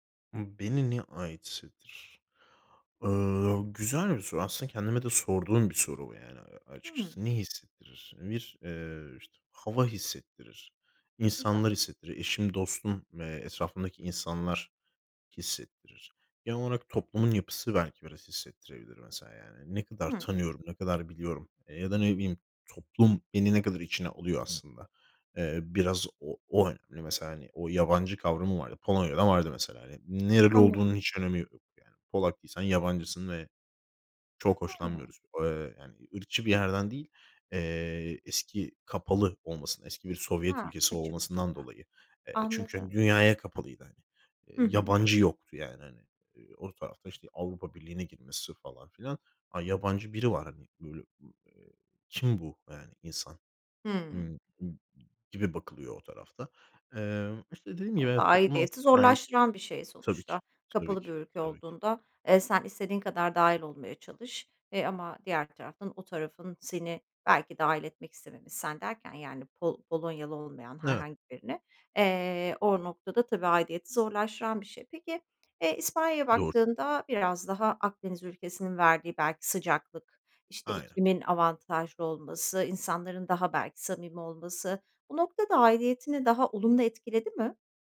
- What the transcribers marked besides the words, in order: other noise
- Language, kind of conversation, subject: Turkish, podcast, İki dilli olmak aidiyet duygunu sence nasıl değiştirdi?